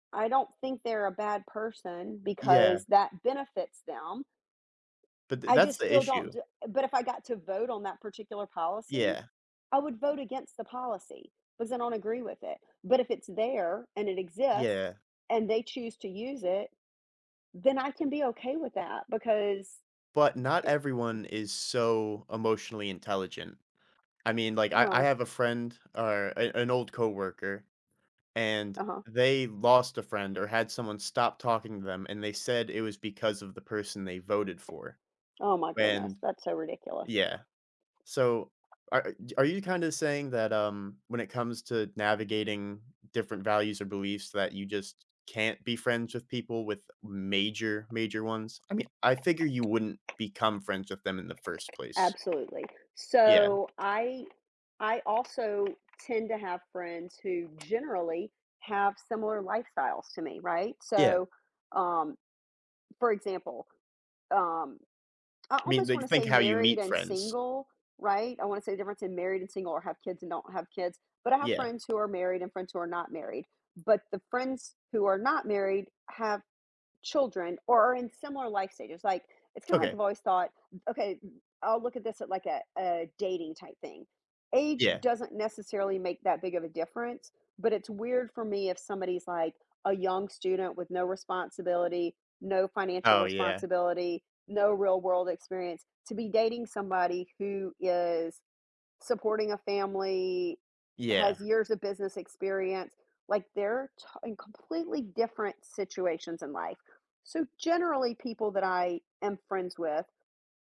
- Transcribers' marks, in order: scoff; other background noise; stressed: "major"; tapping
- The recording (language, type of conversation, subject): English, unstructured, How can people maintain strong friendships when they disagree on important issues?
- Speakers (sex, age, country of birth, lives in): female, 50-54, United States, United States; male, 20-24, United States, United States